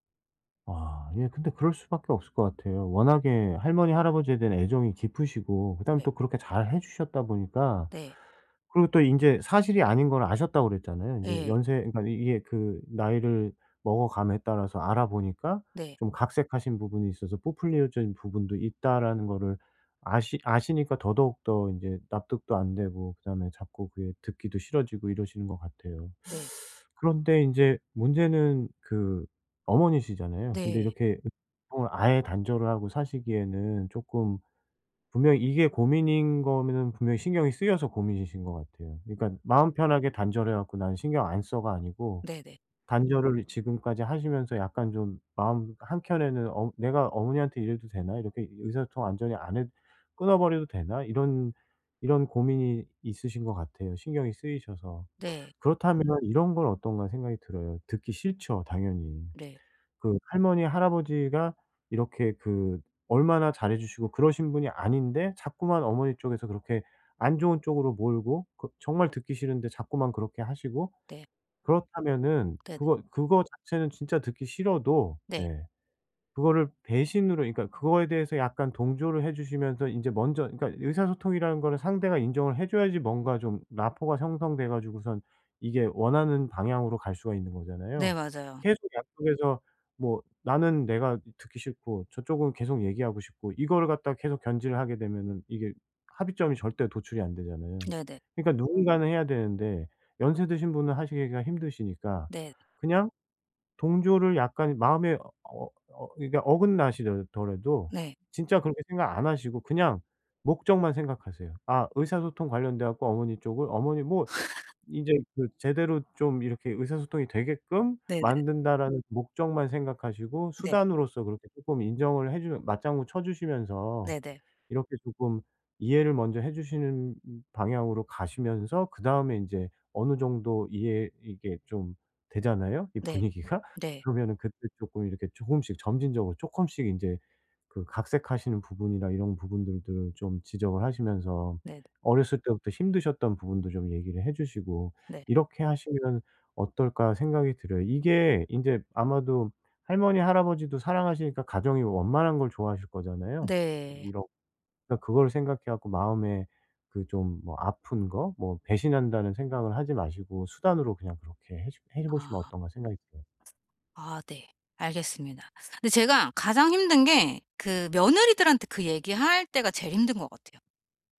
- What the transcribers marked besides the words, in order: teeth sucking; other background noise; unintelligible speech; laugh; tapping
- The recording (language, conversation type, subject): Korean, advice, 가족 간에 같은 의사소통 문제가 왜 계속 반복될까요?